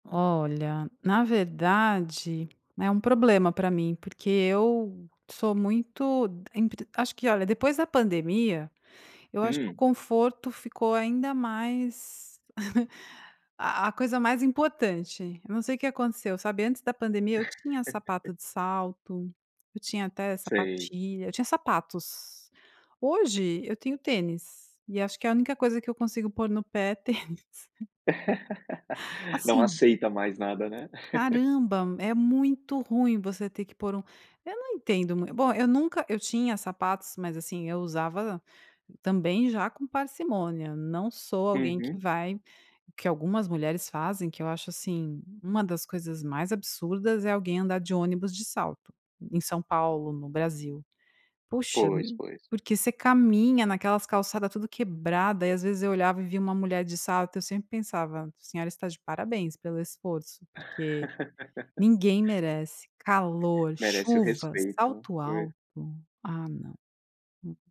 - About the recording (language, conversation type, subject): Portuguese, podcast, Como você equilibra conforto e aparência?
- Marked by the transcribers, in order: chuckle; laugh; laugh; giggle; laugh